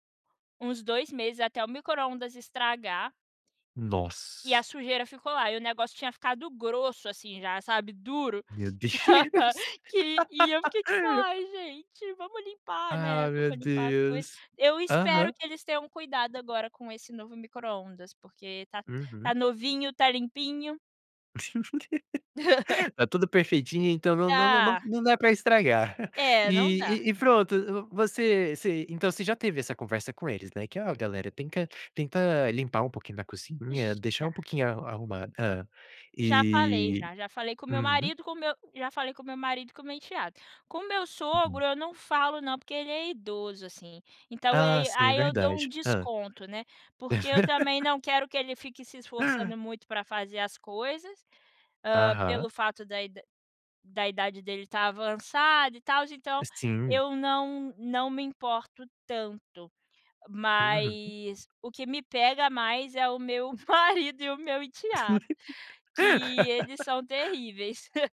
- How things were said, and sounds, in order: laugh; laughing while speaking: "Deus"; laugh; laugh; chuckle; laugh; laugh; chuckle
- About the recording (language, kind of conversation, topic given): Portuguese, podcast, Que truques você usa para manter a cozinha sempre arrumada?